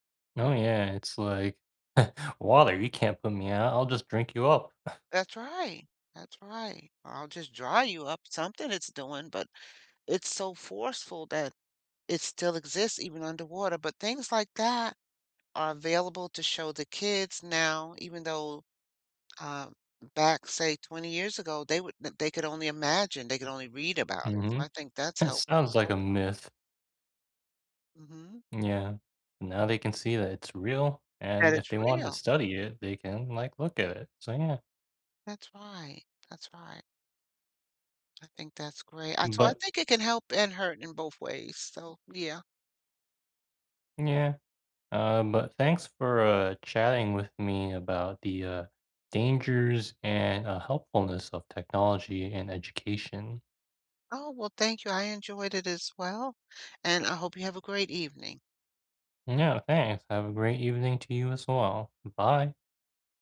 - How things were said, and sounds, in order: chuckle; chuckle
- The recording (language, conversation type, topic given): English, unstructured, Can technology help education more than it hurts it?